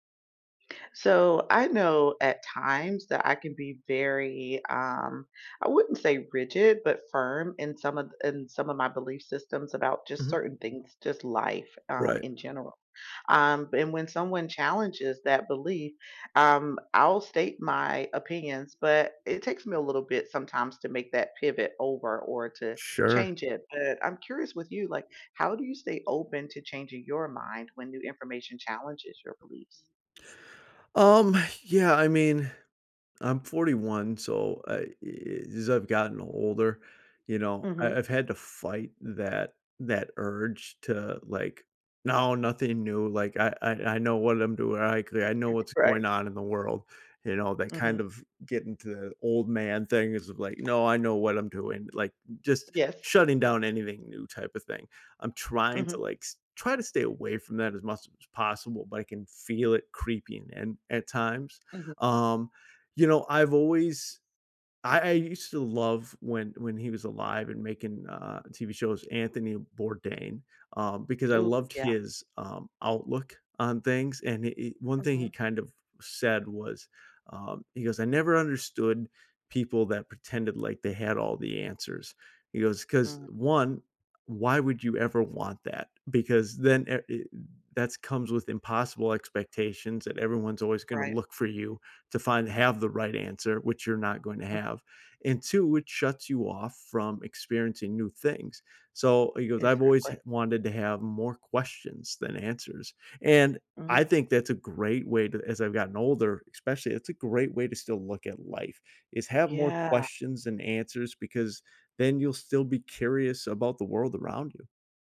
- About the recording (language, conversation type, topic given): English, unstructured, How can I stay open to changing my beliefs with new information?
- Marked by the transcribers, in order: other background noise; tapping